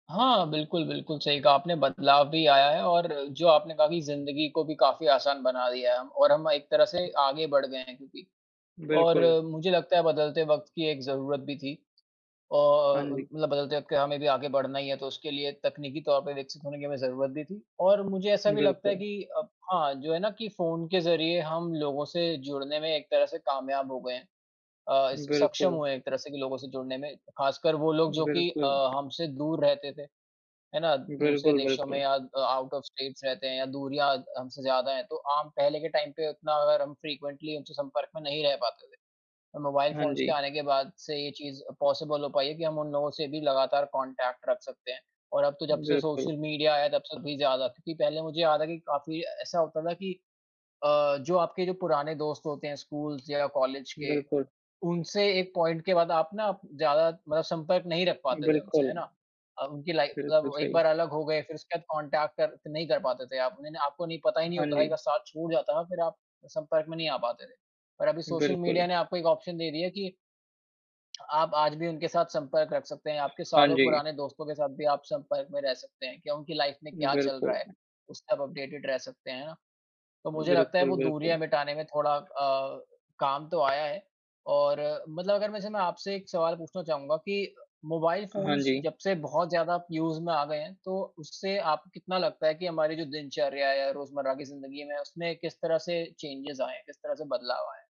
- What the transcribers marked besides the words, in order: tapping; in English: "आउट ऑफ़ स्टेट्स"; in English: "टाइम"; in English: "फ्रिक्वेंटली"; in English: "फ़ोन्स"; in English: "पॉसिबल"; in English: "कांटेक्ट"; in English: "स्कूल्स"; in English: "पॉइंट"; in English: "लाइफ़"; in English: "कांटेक्ट"; in English: "ऑप्शन"; lip smack; in English: "लाइफ़"; in English: "अपडेटेड"; in English: "फ़ोन्स"; in English: "यूज़"; in English: "चेंजेज़"
- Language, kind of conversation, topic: Hindi, unstructured, आपके हिसाब से मोबाइल फोन ने हमारी ज़िंदगी को कैसे बेहतर बनाया है?